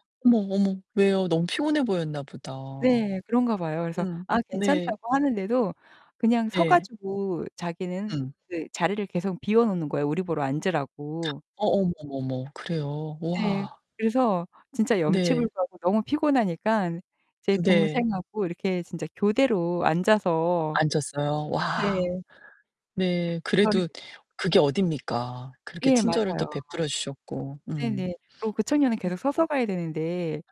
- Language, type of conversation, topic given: Korean, podcast, 여행 중에 누군가에게 도움을 받거나 도움을 준 적이 있으신가요?
- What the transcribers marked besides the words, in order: distorted speech; tapping; other background noise; sniff